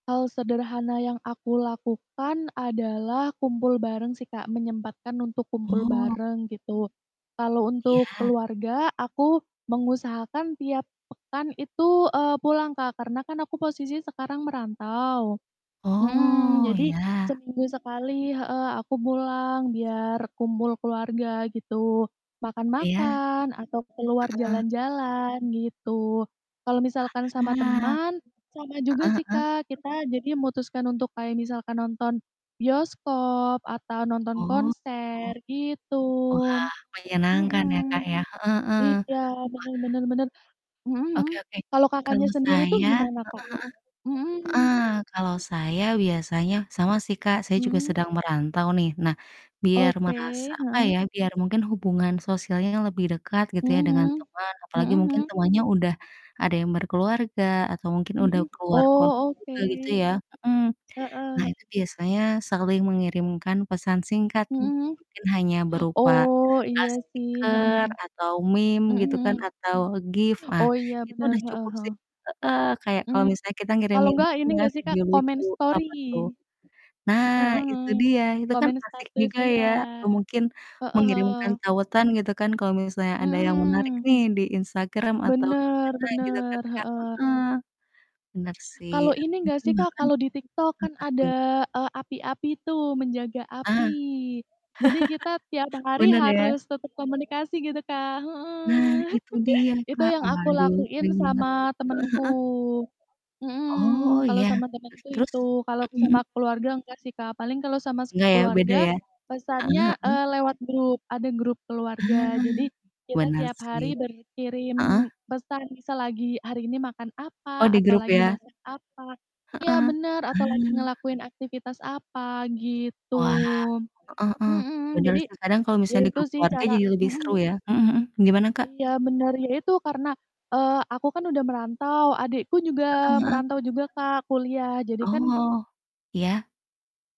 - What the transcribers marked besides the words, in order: drawn out: "Oh"; background speech; distorted speech; other background noise; tapping; chuckle; chuckle
- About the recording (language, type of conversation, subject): Indonesian, unstructured, Bagaimana cara kamu menjaga hubungan dengan teman dan keluarga?